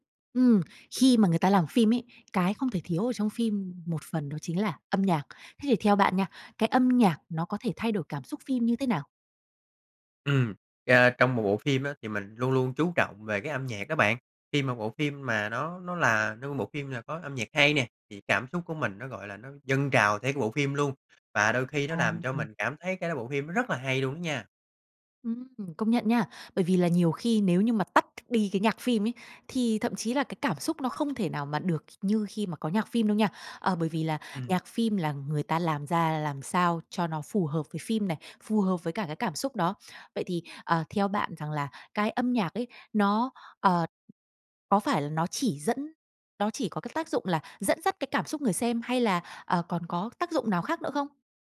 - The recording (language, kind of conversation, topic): Vietnamese, podcast, Âm nhạc thay đổi cảm xúc của một bộ phim như thế nào, theo bạn?
- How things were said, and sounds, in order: tapping